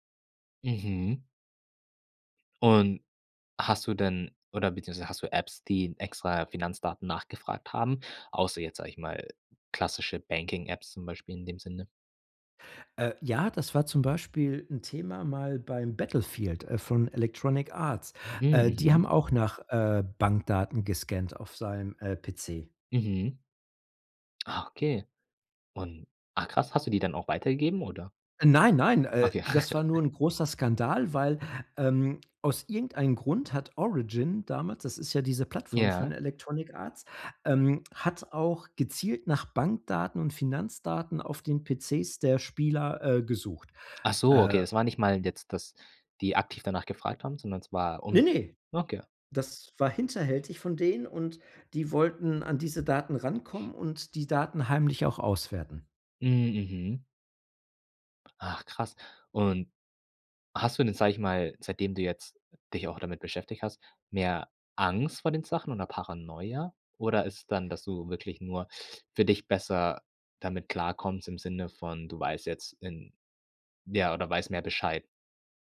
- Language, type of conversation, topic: German, podcast, Wie gehst du mit deiner Privatsphäre bei Apps und Diensten um?
- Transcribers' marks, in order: laugh